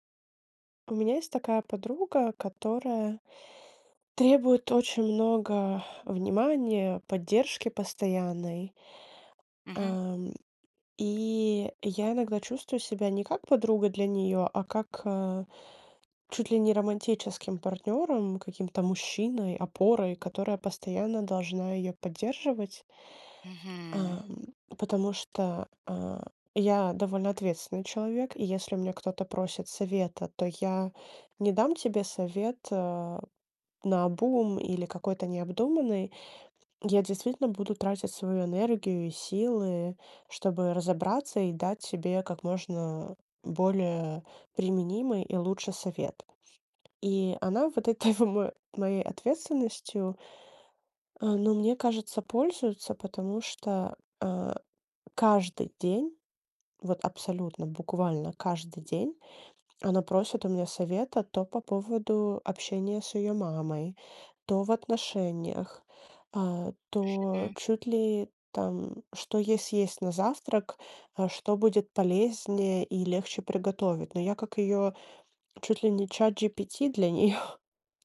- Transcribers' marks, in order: tapping; other background noise
- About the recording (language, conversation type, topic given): Russian, advice, Как описать дружбу, в которой вы тянете на себе большую часть усилий?